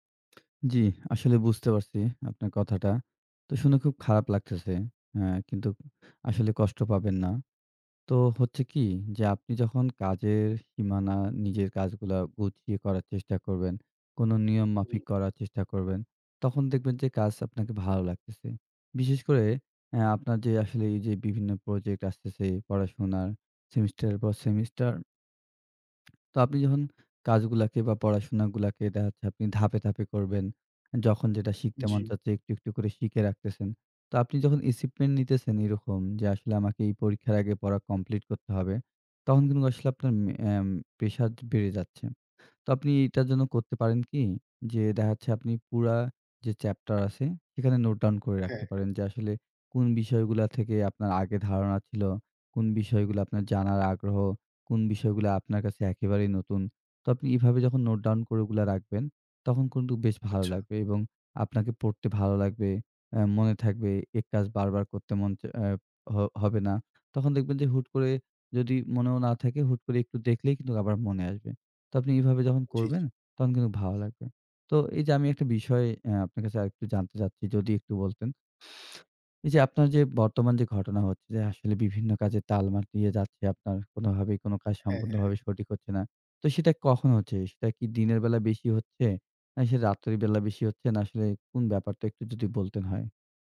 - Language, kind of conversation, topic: Bengali, advice, আপনি কেন বারবার কাজ পিছিয়ে দেন?
- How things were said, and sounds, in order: lip smack; other background noise; in English: "ইসিপমেন্ট"; "acheivement" said as "ইসিপমেন্ট"; "কিন্তু" said as "কুন্তু"